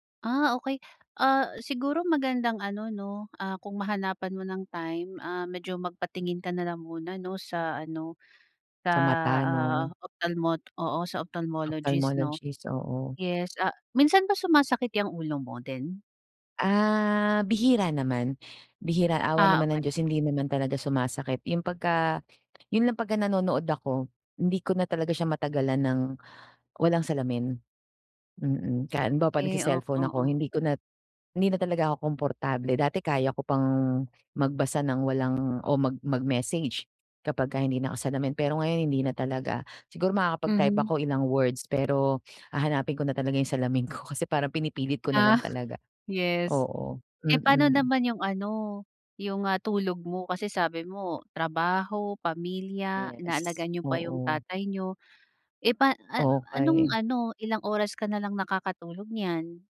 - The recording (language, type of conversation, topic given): Filipino, advice, Paano ko mapapalakas ang kamalayan ko sa aking katawan at damdamin?
- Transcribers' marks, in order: tapping; other background noise; scoff